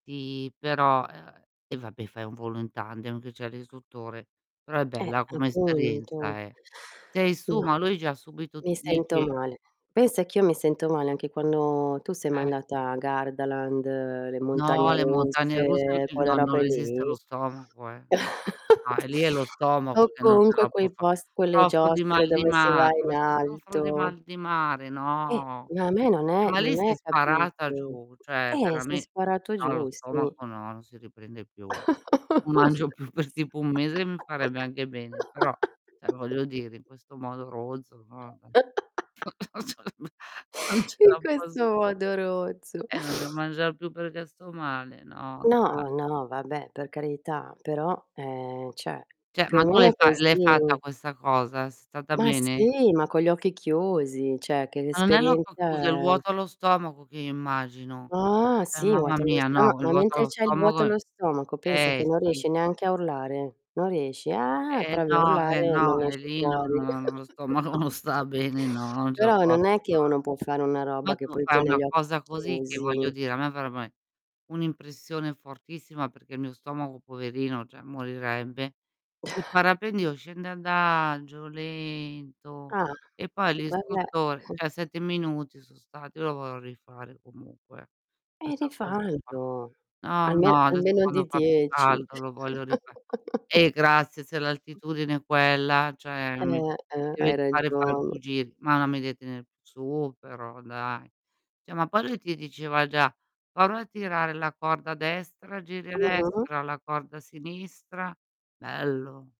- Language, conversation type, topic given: Italian, unstructured, Quale esperienza ti sembra più unica: un volo in parapendio o un’immersione subacquea?
- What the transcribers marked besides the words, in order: other background noise; tapping; distorted speech; chuckle; laugh; "cioè" said as "ceh"; laugh; chuckle; unintelligible speech; unintelligible speech; "devo" said as "deo"; "cioè" said as "ceh"; "Cioè" said as "ceh"; "occhio" said as "occo"; "Cioè" said as "ceh"; unintelligible speech; put-on voice: "Ah"; laughing while speaking: "stomaco non sta"; chuckle; chuckle; chuckle; chuckle; "Cioè" said as "ceh"; "Prova" said as "prorra"